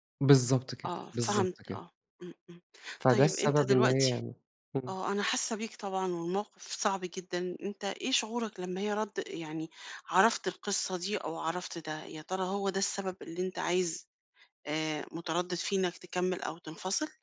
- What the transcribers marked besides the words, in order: none
- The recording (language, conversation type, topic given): Arabic, advice, إيه اللي مخليك/مخليا محتار/محتارة بين إنك تكمّل/تكمّلي في العلاقة ولا تنفصل/تنفصلي؟